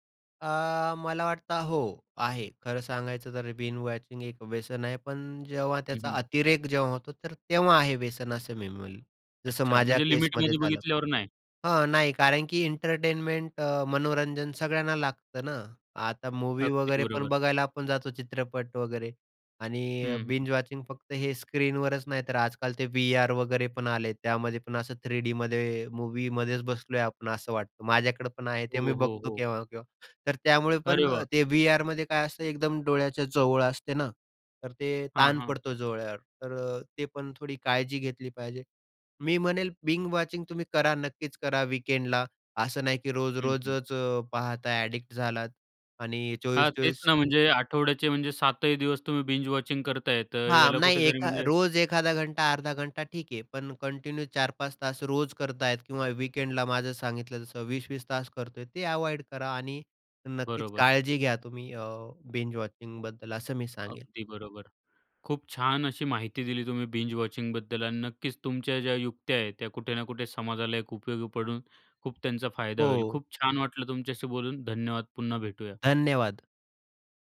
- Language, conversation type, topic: Marathi, podcast, सलग भाग पाहण्याबद्दल तुमचे मत काय आहे?
- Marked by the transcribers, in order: in English: "बिंज वॉचिंग"; tapping; other background noise; in English: "बिंज वॉचिंग"; in English: "बिंज वॉचिंग"; in English: "वीकेंडला"; in English: "एडिक्ट"; in English: "बिंज वॉचिंग"; in Hindi: "घंटा"; in Hindi: "घंटा"; in English: "कंटिन्यू"; in English: "वीकेंडला"; in English: "बिंज वॉचिंग"; in English: "बिंज वॉचिंग"